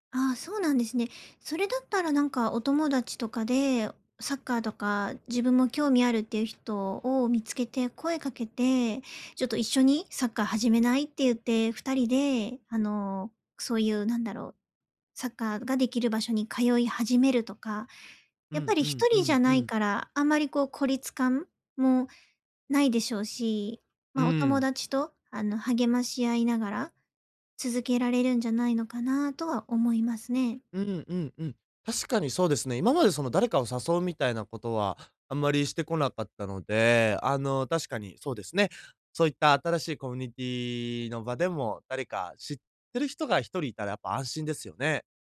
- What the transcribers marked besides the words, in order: none
- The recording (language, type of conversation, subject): Japanese, advice, 失敗が怖くて新しいことに挑戦できないとき、どうしたらいいですか？